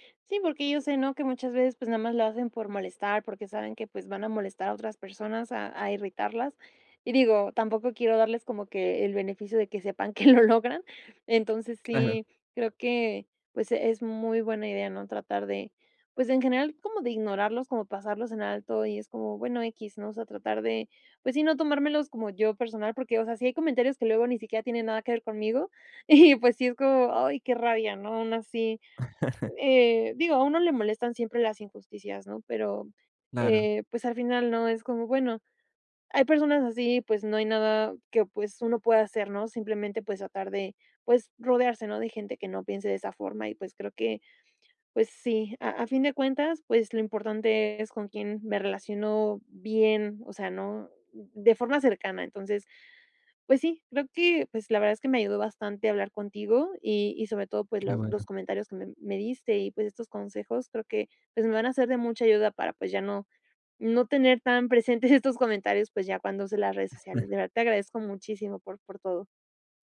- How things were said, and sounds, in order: laughing while speaking: "que lo logran"; other background noise; laughing while speaking: "y pues, sí es como"; chuckle; laughing while speaking: "estos"; chuckle
- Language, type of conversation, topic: Spanish, advice, ¿Cómo te han afectado los comentarios negativos en redes sociales?
- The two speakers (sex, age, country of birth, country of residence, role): female, 25-29, Mexico, Mexico, user; male, 25-29, Mexico, Mexico, advisor